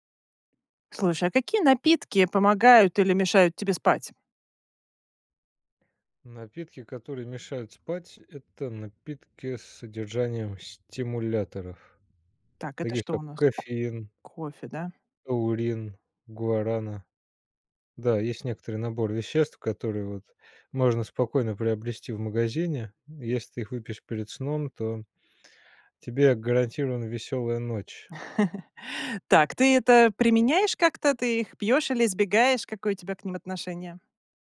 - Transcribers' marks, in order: other background noise; tapping; chuckle
- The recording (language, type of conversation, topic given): Russian, podcast, Какие напитки помогают или мешают тебе спать?